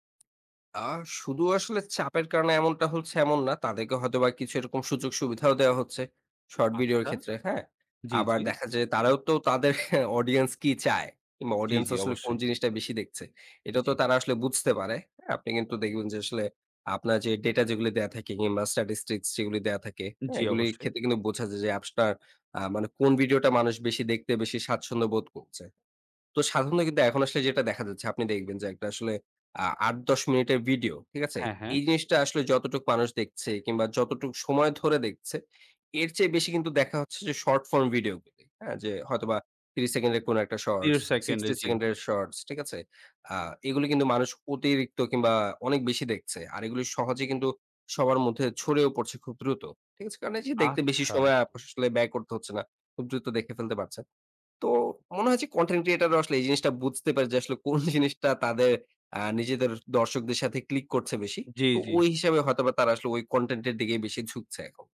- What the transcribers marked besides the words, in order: laughing while speaking: "অডিয়েন্স"; tapping; "করছে" said as "কচ্চে"; "আসলে" said as "আপআসলে"; laughing while speaking: "কোন জিনিসটা"; "দিকেই" said as "দিগেই"
- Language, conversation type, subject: Bengali, podcast, ক্ষুদ্রমেয়াদি ভিডিও আমাদের দেখার পছন্দকে কীভাবে বদলে দিয়েছে?